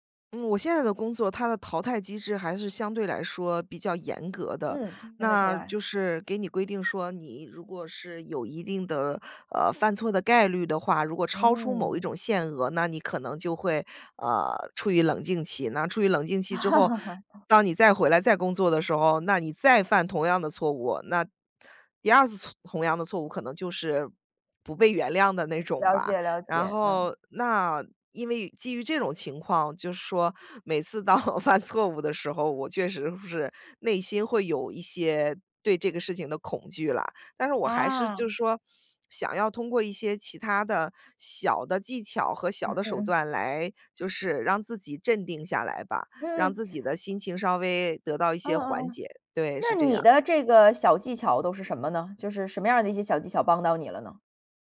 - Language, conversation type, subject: Chinese, podcast, 你如何处理自我怀疑和不安？
- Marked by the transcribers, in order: laugh; other background noise; laughing while speaking: "当我犯错误"